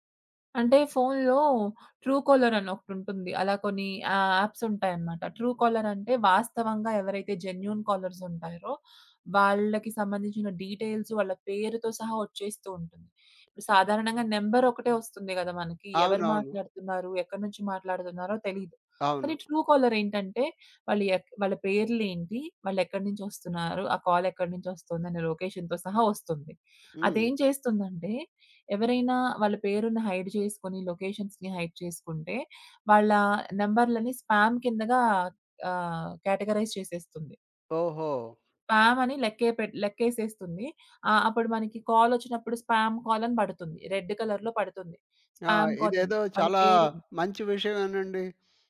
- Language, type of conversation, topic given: Telugu, podcast, నీ ఇంట్లో పెద్దవారికి సాంకేతికత నేర్పేటప్పుడు నువ్వు అత్యంత కీలకంగా భావించే విషయం ఏమిటి?
- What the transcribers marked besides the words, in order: in English: "ట్రూ కాలర్"; in English: "యాప్స్"; in English: "ట్రూ కాలర్"; in English: "జెన్యూన్ కాలర్స్"; in English: "డీటెయిల్స్"; in English: "నెంబర్"; in English: "ట్రూ కాలర్"; in English: "కాల్"; in English: "లొకేషన్‌తో"; in English: "హైడ్"; in English: "లొకేషన్స్‌ని హైడ్"; in English: "నంబర్‌లని స్పామ్"; in English: "కేటగరైజ్"; in English: "స్పామ్"; in English: "కాల్"; in English: "స్పామ్ కాల్"; in English: "రెడ్ కలర్‌లో"; in English: "స్పామ్ కాల్"